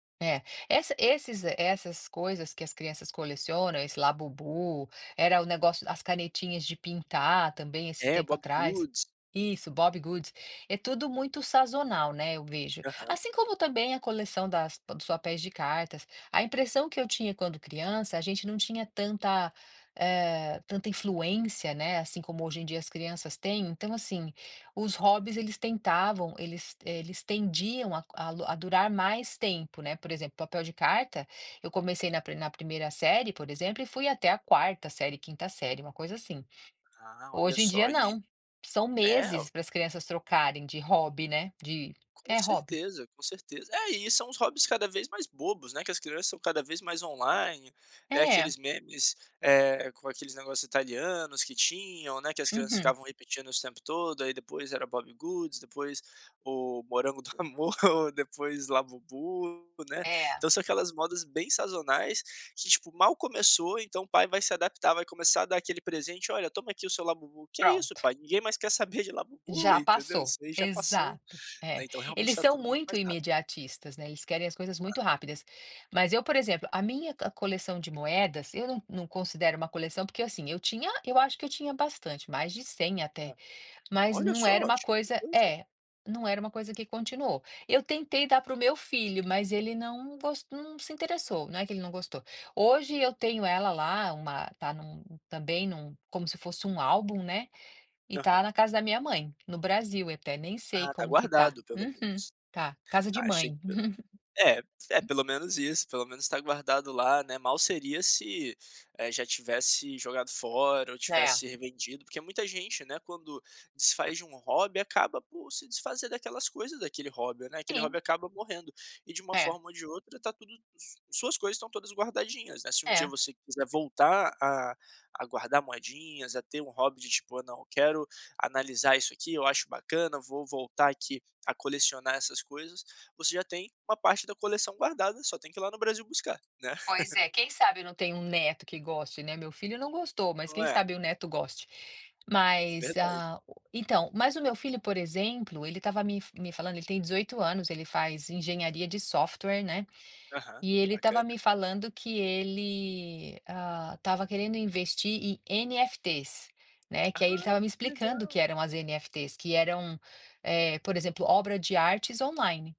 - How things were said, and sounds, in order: laughing while speaking: "do amor"; chuckle; chuckle
- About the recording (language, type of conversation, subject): Portuguese, podcast, Você colecionava figurinhas, cartões ou brinquedos?